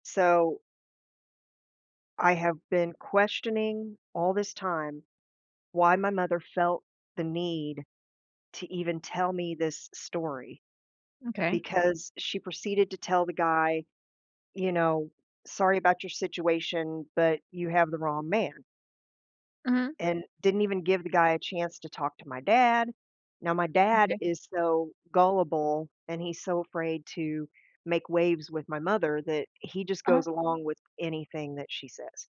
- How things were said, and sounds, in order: none
- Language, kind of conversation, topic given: English, advice, How can I forgive someone who hurt me?